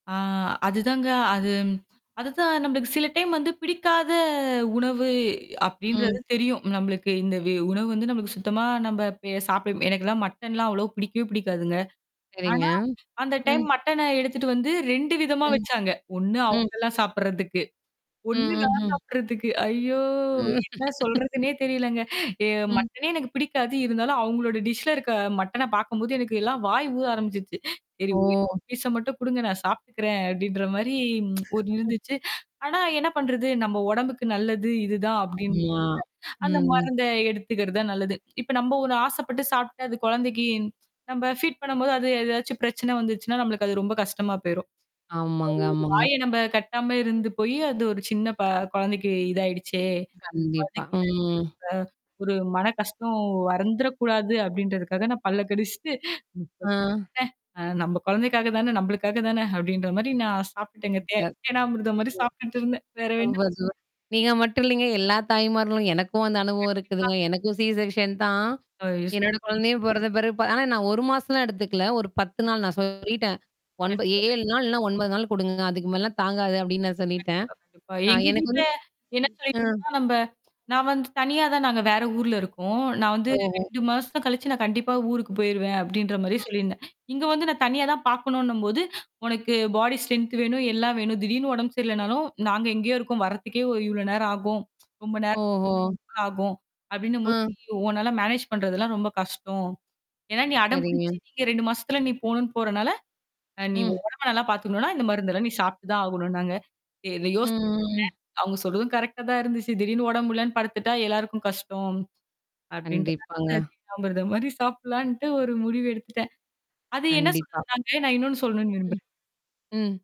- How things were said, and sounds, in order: static; other background noise; mechanical hum; distorted speech; drawn out: "ஐயோ!"; laugh; in English: "டிஷ்ல"; in English: "பீஸ்ஸ"; laugh; tsk; in English: "ஃபீட்"; tapping; unintelligible speech; unintelligible speech; in English: "சிசெர்க்ஷன்"; unintelligible speech; other noise; in English: "பாடி ஸ்ட்ரெங்த்"; tsk; in English: "மேனேஜ்"
- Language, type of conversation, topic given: Tamil, podcast, உணவில் செய்த மாற்றங்கள் உங்கள் மனநிலையும் பழக்கவழக்கங்களையும் எப்படி மேம்படுத்தின?